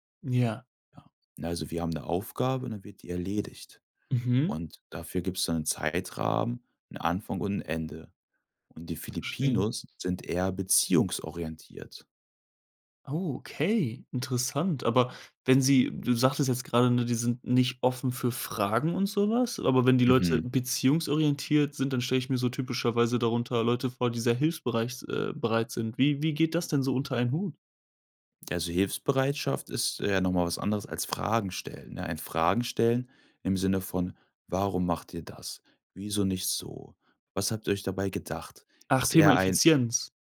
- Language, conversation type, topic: German, podcast, Erzählst du von einer Person, die dir eine Kultur nähergebracht hat?
- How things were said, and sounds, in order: "hilfsbereit" said as "hilfbereich"